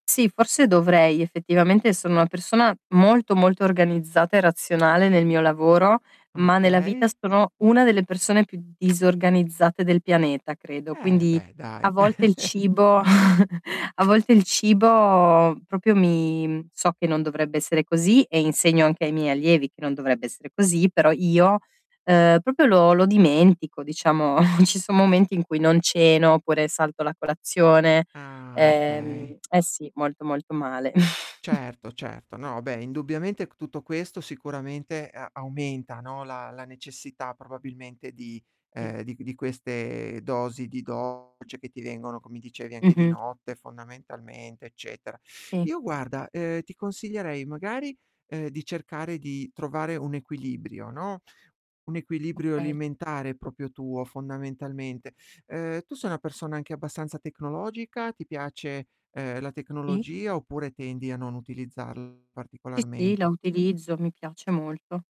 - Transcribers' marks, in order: static; tapping; chuckle; "proprio" said as "propio"; "proprio" said as "propio"; chuckle; tongue click; chuckle; distorted speech; other background noise; "proprio" said as "propio"
- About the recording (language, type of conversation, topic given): Italian, advice, Come posso resistere agli impulsi quotidiani e rimanere concentrato?